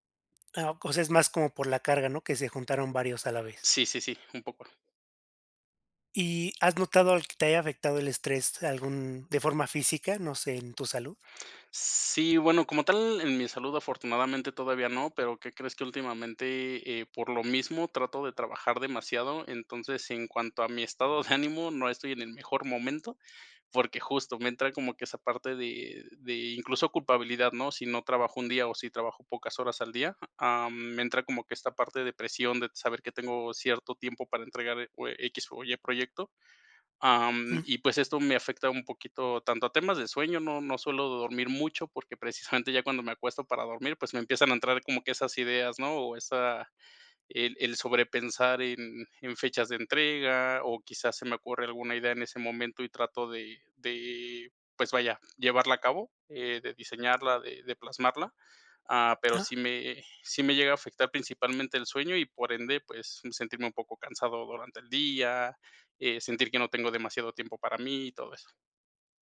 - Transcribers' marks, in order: laughing while speaking: "ánimo"
- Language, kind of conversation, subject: Spanish, advice, ¿Cómo puedo manejar la soledad, el estrés y el riesgo de agotamiento como fundador?